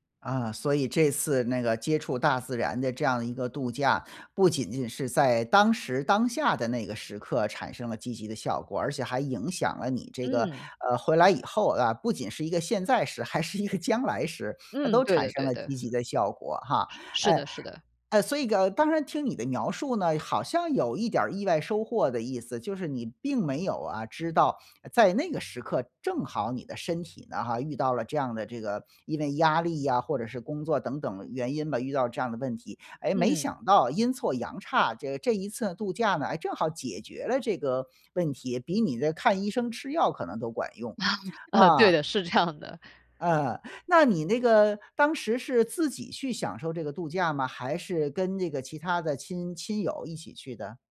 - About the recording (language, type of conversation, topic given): Chinese, podcast, 在自然环境中放慢脚步有什么好处？
- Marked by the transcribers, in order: laughing while speaking: "还是一个"; chuckle; laughing while speaking: "这样的"